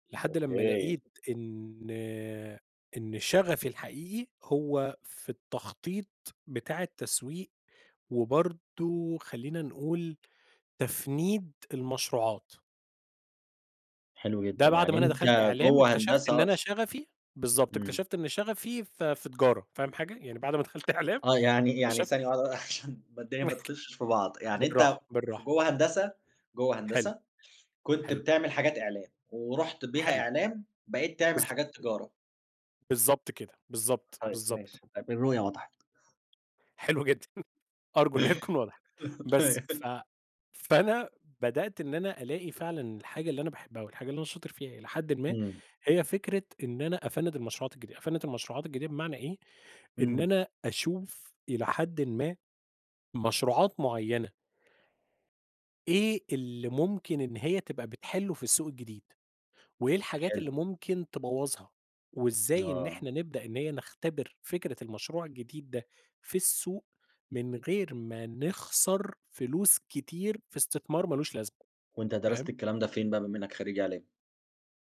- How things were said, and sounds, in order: laughing while speaking: "ما دخَلت إعلام"; chuckle; laughing while speaking: "حلو جدًا، أرجو إن هي تكون وضَحِت"; giggle; other background noise
- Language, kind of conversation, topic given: Arabic, podcast, إزاي بتلاقي الإلهام عشان تبدأ مشروع جديد؟